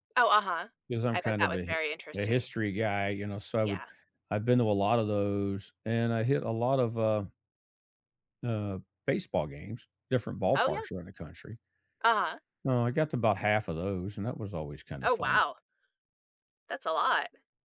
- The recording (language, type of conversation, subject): English, unstructured, What local hidden gems do you love recommending to friends, and why are they meaningful to you?
- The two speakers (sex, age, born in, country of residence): female, 45-49, United States, United States; male, 55-59, United States, United States
- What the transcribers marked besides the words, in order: none